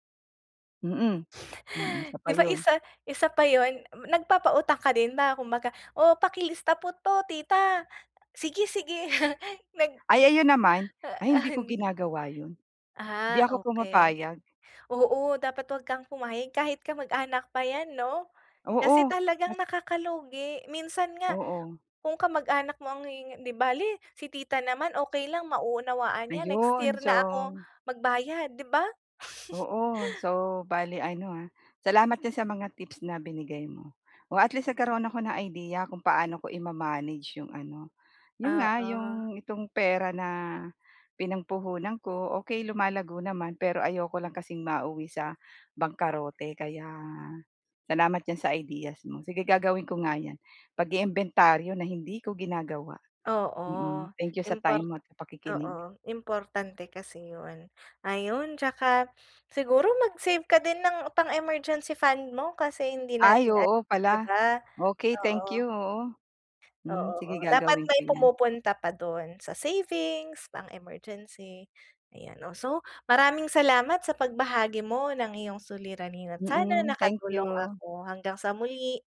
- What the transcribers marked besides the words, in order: chuckle; put-on voice: "O pakilista po 'to tita"; giggle; sniff
- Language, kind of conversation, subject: Filipino, advice, Paano ko pamamahalaan ang limitadong pera habang lumalago ang negosyo ko?
- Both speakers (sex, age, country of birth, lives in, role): female, 20-24, Philippines, Philippines, advisor; female, 45-49, Philippines, Philippines, user